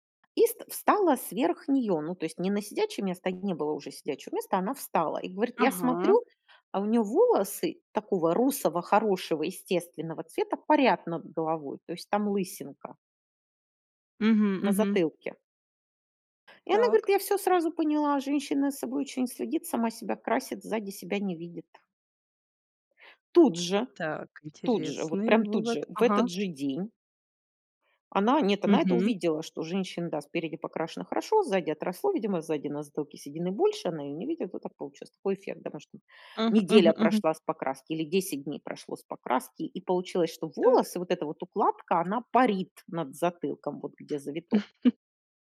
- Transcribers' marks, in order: tapping; other background noise; chuckle
- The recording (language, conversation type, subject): Russian, podcast, Что обычно вдохновляет вас на смену внешности и обновление гардероба?